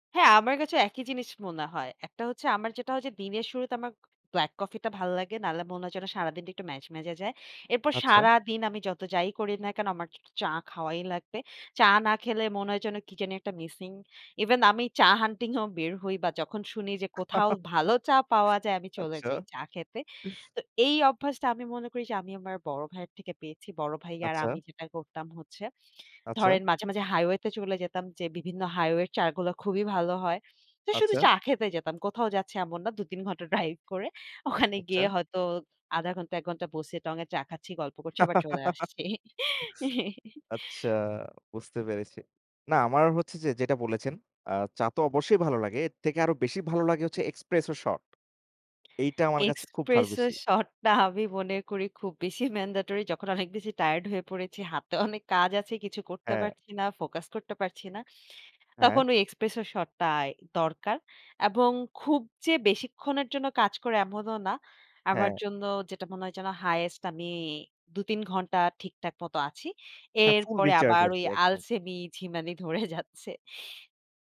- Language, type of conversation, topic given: Bengali, unstructured, আপনার কাছে সেরা রাস্তার খাবার কোনটি, এবং কেন?
- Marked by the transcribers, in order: tapping; laughing while speaking: "এও"; chuckle; other background noise; chuckle; laugh; laugh; laughing while speaking: "টা আমি মনে করি খুব বেশি mandatory"; laughing while speaking: "হাতেও"; laughing while speaking: "ধরে যাচ্ছে"